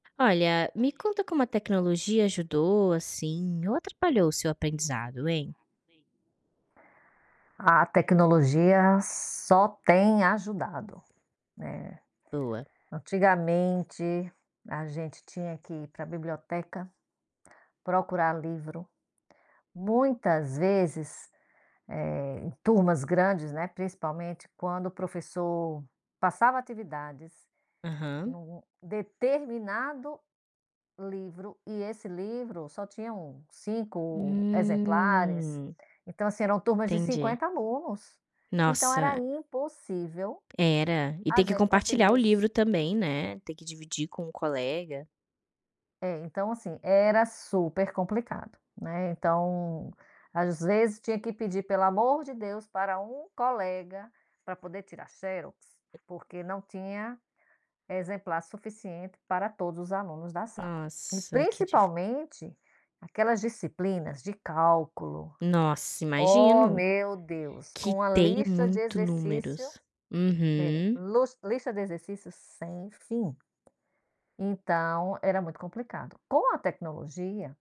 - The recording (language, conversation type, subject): Portuguese, podcast, Como a tecnologia ajudou ou atrapalhou o seu aprendizado?
- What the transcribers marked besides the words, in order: tapping; other background noise; drawn out: "Hum"